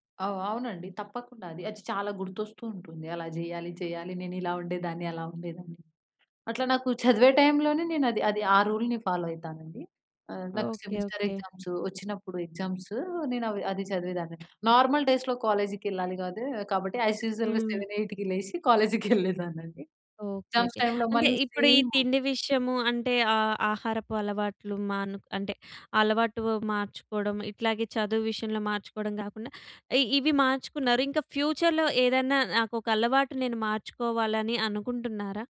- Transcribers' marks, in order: in English: "రూల్‌ని ఫాలో"; in English: "సెమిస్టర్"; in English: "నార్మల్ డేస్‌లో"; in English: "యాస్ యూజువల్‌గా సెవెన్ ఎయిట్‌కి"; chuckle; in English: "ఎగ్జామ్స్ టైమ్‌లో"; in English: "ఫ్యూచర్‌లో"
- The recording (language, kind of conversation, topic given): Telugu, podcast, ఒక అలవాటును మార్చుకోవడానికి మొదటి మూడు అడుగులు ఏమిటి?